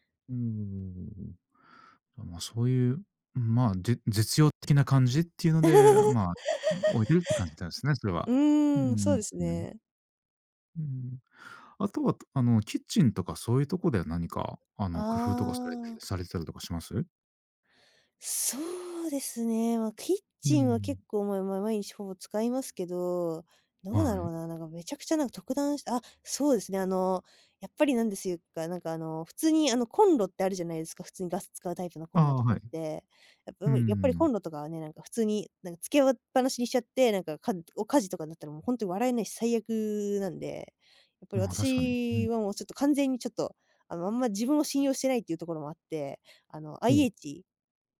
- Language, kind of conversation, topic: Japanese, podcast, 自分の部屋を落ち着ける空間にするために、どんな工夫をしていますか？
- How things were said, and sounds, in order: other noise; laugh